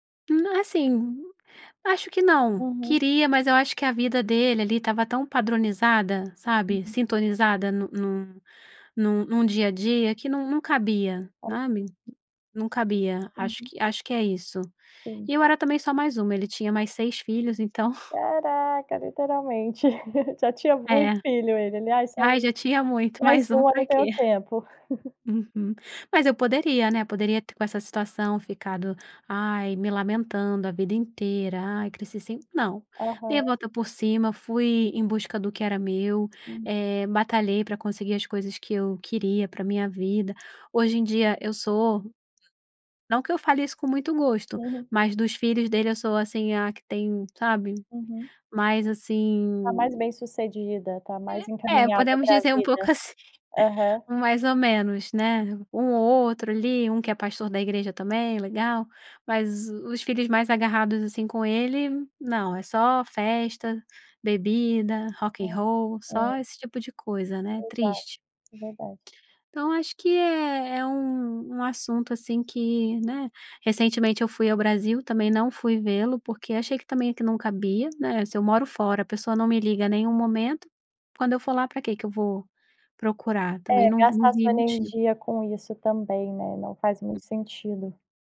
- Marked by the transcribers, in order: tapping; chuckle; giggle
- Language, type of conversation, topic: Portuguese, podcast, Como você pode deixar de se ver como vítima e se tornar protagonista da sua vida?